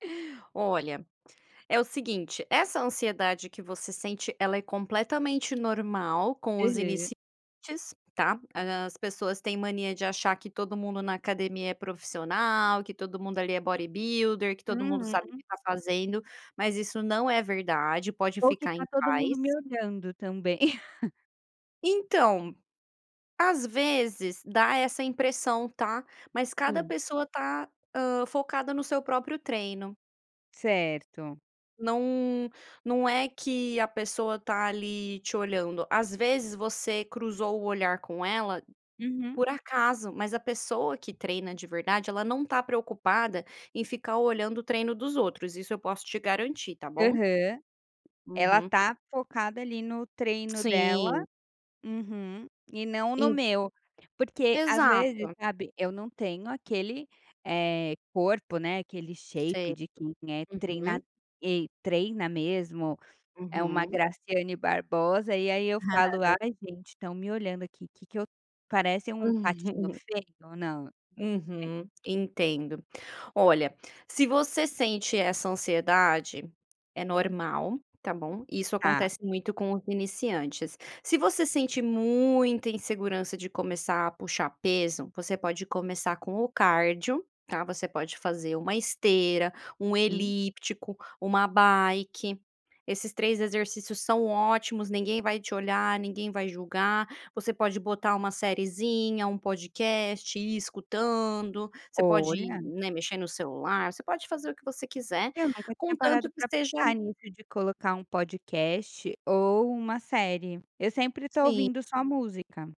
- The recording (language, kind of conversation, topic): Portuguese, advice, Como posso lidar com a ansiedade e a insegurança ao ir à academia pela primeira vez?
- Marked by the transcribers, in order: tapping; in English: "bodybuilder"; chuckle; in English: "shape"; chuckle; chuckle; unintelligible speech; in English: "bike"